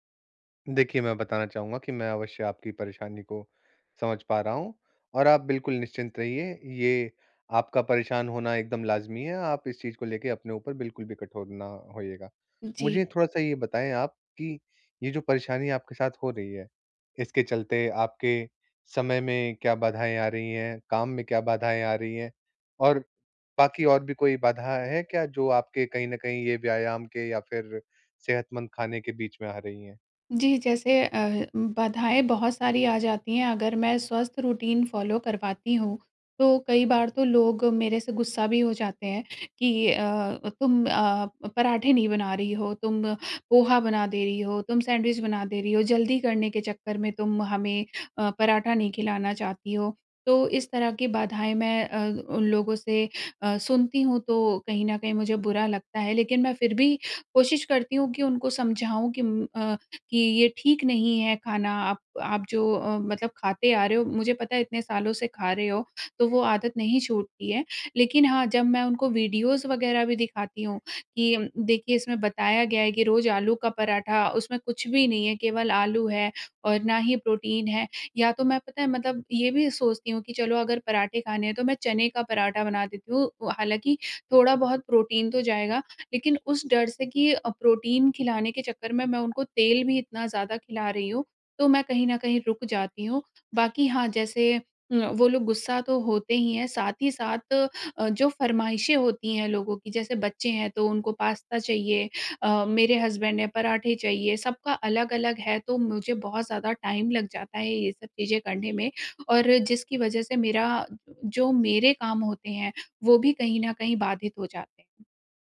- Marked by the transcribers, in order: in English: "रूटीन फ़ॉलो"; in English: "वीडियोज़"; in English: "हसबैंड"; in English: "टाइम"
- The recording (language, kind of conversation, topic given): Hindi, advice, बच्चों या साथी के साथ साझा स्वस्थ दिनचर्या बनाने में मुझे किन चुनौतियों का सामना करना पड़ रहा है?